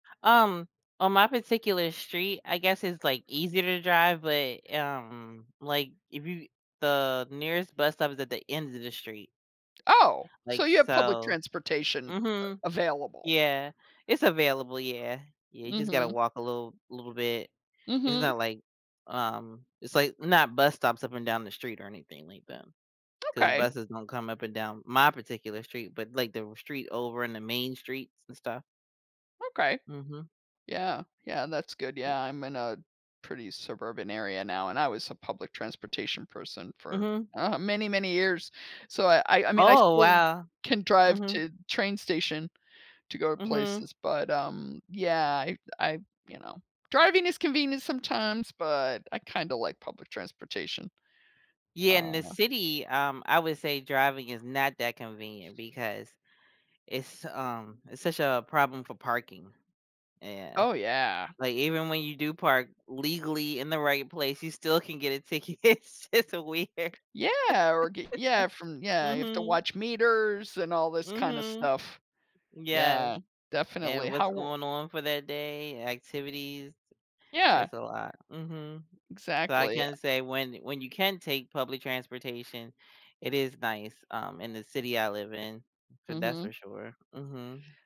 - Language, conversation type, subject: English, unstructured, How do you decide what makes a place feel like home?
- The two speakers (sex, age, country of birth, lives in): female, 40-44, United States, United States; female, 60-64, Italy, United States
- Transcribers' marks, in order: surprised: "Oh"; other background noise; tapping; stressed: "my"; other noise; laughing while speaking: "ticket. It's it's weird"; laugh